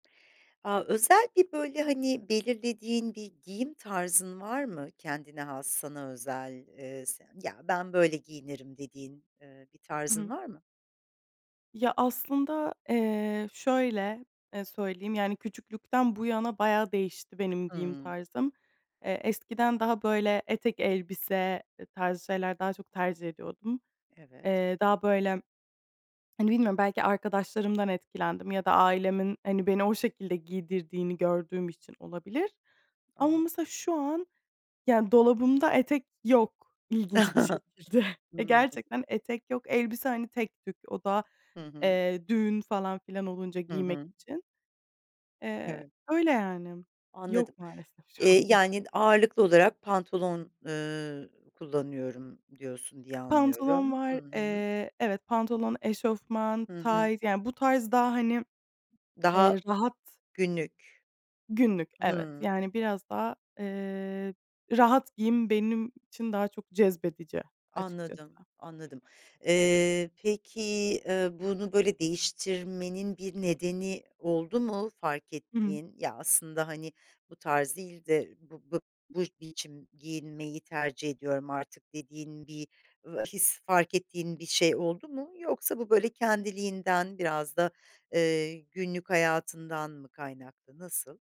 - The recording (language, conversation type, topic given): Turkish, podcast, Özgüven ile giyinme tarzı arasındaki ilişkiyi nasıl açıklarsın?
- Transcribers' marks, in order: other background noise; chuckle; giggle; laughing while speaking: "şu an bunlar"; tapping